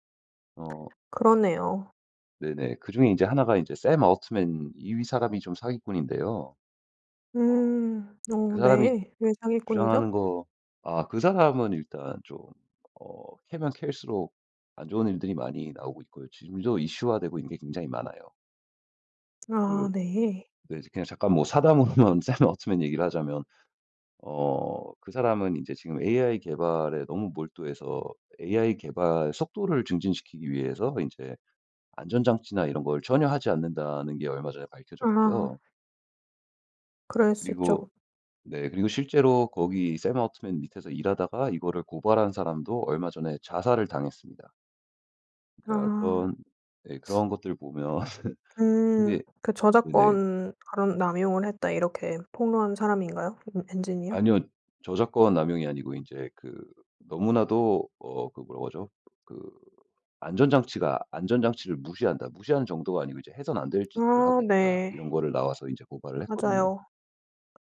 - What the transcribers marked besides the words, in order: put-on voice: "샘 올트먼"; other background noise; laughing while speaking: "사담으로만"; put-on voice: "샘 올트먼"; put-on voice: "샘 올트먼"; sniff; laugh; tapping
- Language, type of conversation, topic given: Korean, podcast, 기술 발전으로 일자리가 줄어들 때 우리는 무엇을 준비해야 할까요?